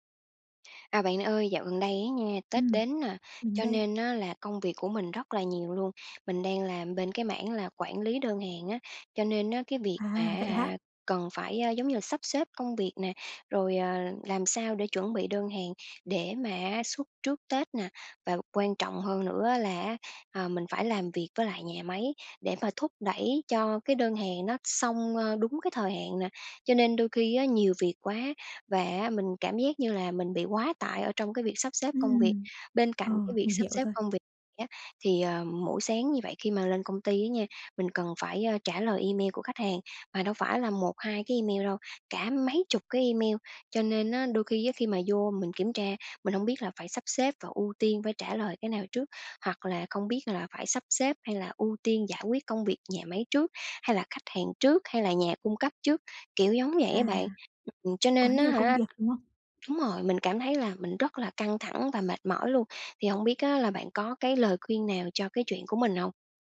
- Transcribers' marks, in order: tapping
- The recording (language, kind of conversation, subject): Vietnamese, advice, Làm sao tôi ưu tiên các nhiệm vụ quan trọng khi có quá nhiều việc cần làm?